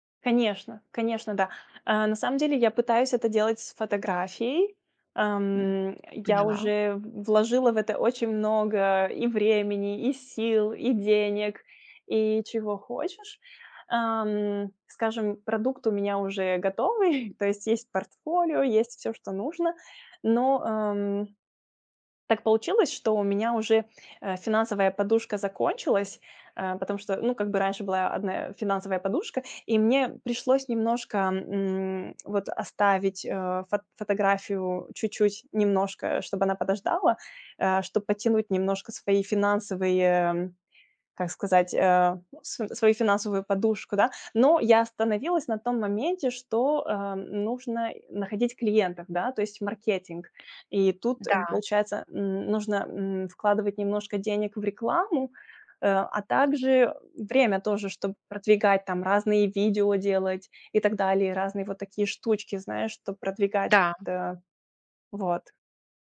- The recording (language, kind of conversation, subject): Russian, advice, Как понять, что для меня означает успех, если я боюсь не соответствовать ожиданиям других?
- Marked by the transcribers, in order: chuckle; tapping